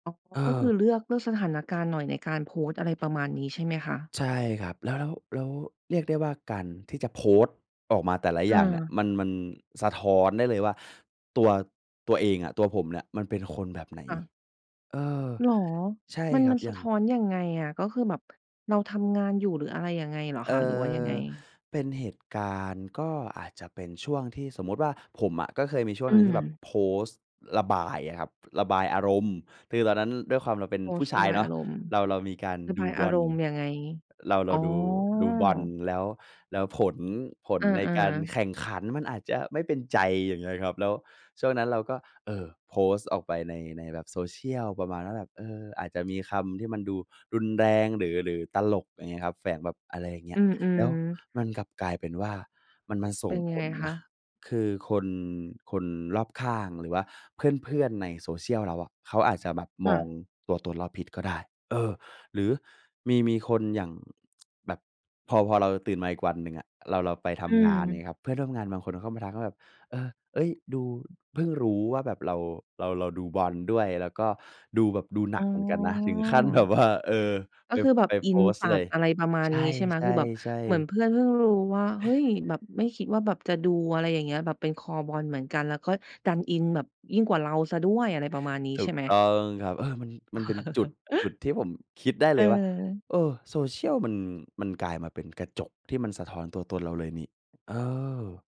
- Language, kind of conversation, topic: Thai, podcast, คุณใช้โซเชียลมีเดียเพื่อสะท้อนตัวตนของคุณอย่างไร?
- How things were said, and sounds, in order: other background noise; "คือ" said as "ทือ"; tapping; tsk; laughing while speaking: "แบบว่า"; chuckle